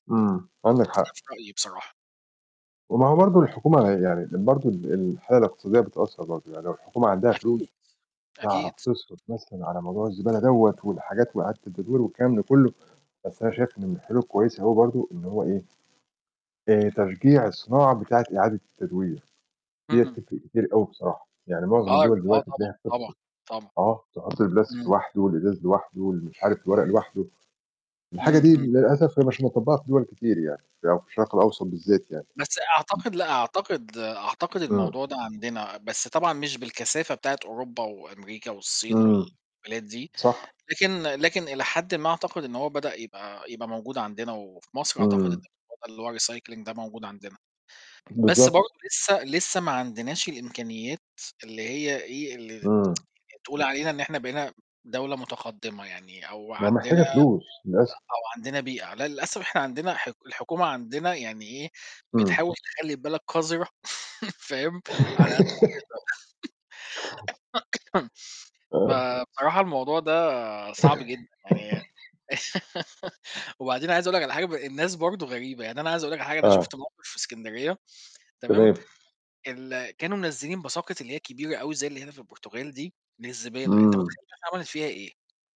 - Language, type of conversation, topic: Arabic, unstructured, إنت شايف إن الحكومات بتعمل كفاية علشان تحمي البيئة؟
- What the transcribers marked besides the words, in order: mechanical hum; tapping; other noise; distorted speech; in English: "الrecycling"; unintelligible speech; tsk; other background noise; chuckle; laugh; chuckle; cough; laugh; laugh; in English: "باساكت"